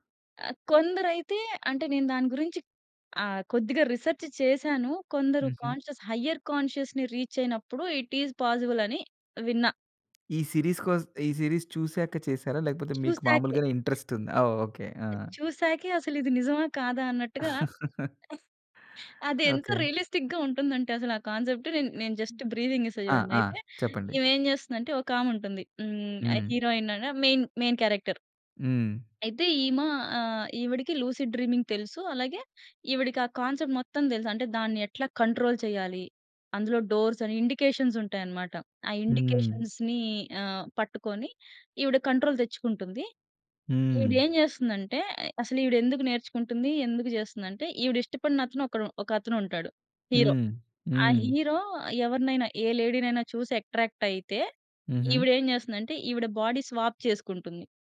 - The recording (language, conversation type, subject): Telugu, podcast, ఇప్పటివరకు మీరు బింగే చేసి చూసిన ధారావాహిక ఏది, ఎందుకు?
- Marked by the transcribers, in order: other background noise; in English: "రిసర్చ్"; in English: "కాన్షియస్, హైయర్ కాన్షియస్‌ని రీచ్"; in English: "ఇట్ ఈజ్ పాజిబుల్"; in English: "సీరీస్"; in English: "సీరీస్"; tapping; in English: "ఇంట్రెస్ట్"; other noise; surprised: "అసలు ఇది నిజమా! కాదా! అన్నట్టుగా"; chuckle; in English: "రియలిస్టిక్‌గా"; in English: "కాన్సెప్ట్"; in English: "జస్ట్ బ్రీఫింగ్"; in English: "హీరోయిన్"; "అనె" said as "అన"; in English: "మెయిన్ మెయిన్ క్యారెక్టర్"; in English: "లూసిడ్ డ్రీమింగ్"; in English: "కాన్సెప్ట్"; in English: "కంట్రోల్"; in English: "డోర్స్"; in English: "ఇండికేషన్స్"; in English: "ఇండికేషన్స్‌ని"; in English: "కంట్రోల్"; in English: "హీరో"; in English: "హీరో"; in English: "లేడీ‌ని"; in English: "అట్రాక్ట్"; in English: "బాడీ స్వాప్"